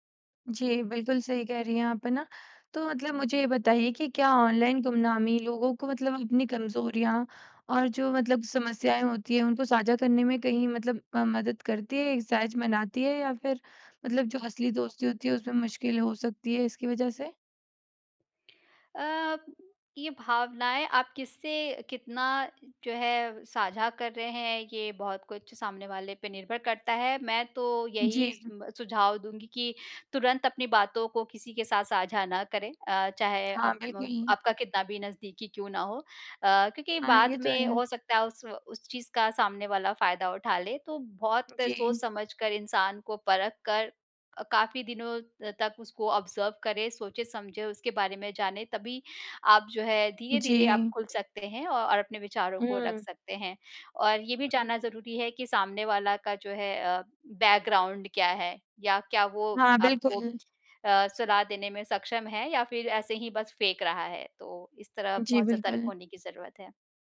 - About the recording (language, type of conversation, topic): Hindi, podcast, ऑनलाइन दोस्ती और असली दोस्ती में आपको क्या अंतर दिखाई देता है?
- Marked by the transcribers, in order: tapping; lip smack; in English: "ऑब्ज़र्व"; in English: "बैकग्राउंड"